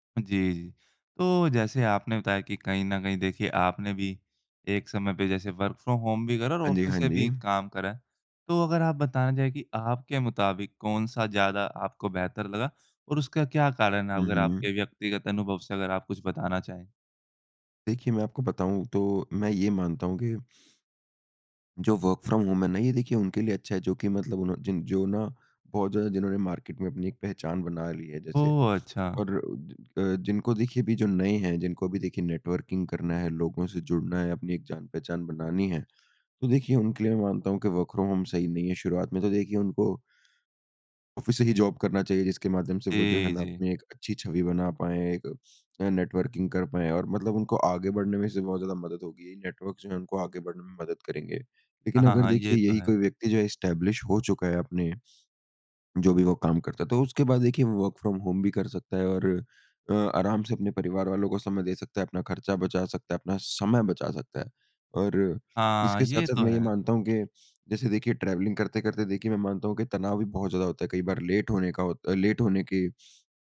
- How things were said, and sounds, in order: in English: "वर्क फ्रॉम होम"; in English: "ऑफ़िस"; in English: "वर्क फ्रॉम होम"; in English: "मार्केट"; in English: "नेटवर्किंग"; in English: "वर्क फ्रॉम होम"; in English: "ऑफ़िस"; in English: "जॉब"; in English: "नेटवर्किंग"; in English: "नेटवर्क"; in English: "एस्टेब्लिश"; in English: "वर्क फ्रॉम होम"; in English: "ट्रैवलिंग"; in English: "लेट"; in English: "लेट"
- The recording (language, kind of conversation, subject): Hindi, podcast, वर्क‑फ्रॉम‑होम के सबसे बड़े फायदे और चुनौतियाँ क्या हैं?